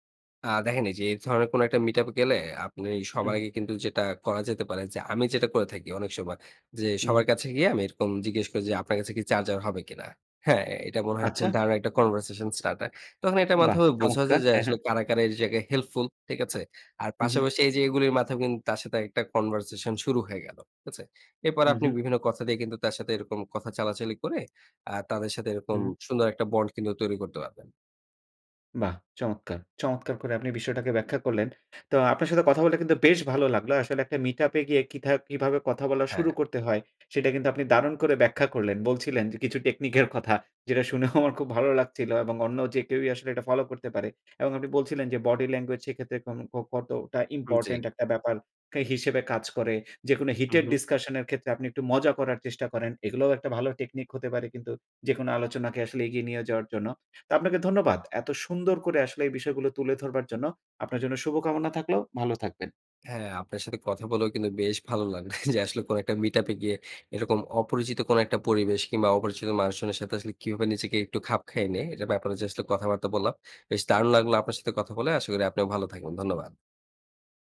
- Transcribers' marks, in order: in English: "meet up"; in English: "conversation start"; in English: "helpful"; in English: "conversation"; in English: "bond"; in English: "meet up"; chuckle; in English: "body language"; in English: "heated discussion"; chuckle; in English: "meet up"
- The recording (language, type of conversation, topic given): Bengali, podcast, মিটআপে গিয়ে আপনি কীভাবে কথা শুরু করেন?